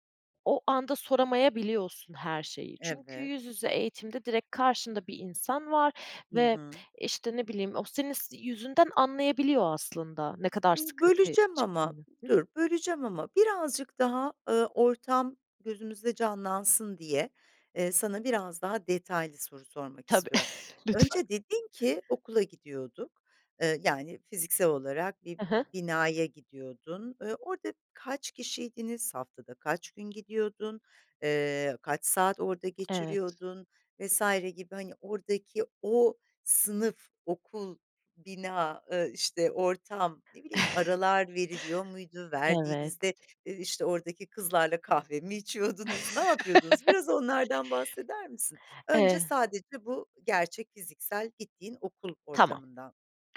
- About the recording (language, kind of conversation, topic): Turkish, podcast, Online eğitim ile yüz yüze öğrenme arasında seçim yapmanız gerekse hangisini tercih ederdiniz?
- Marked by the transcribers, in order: tapping; chuckle; chuckle; other background noise; laugh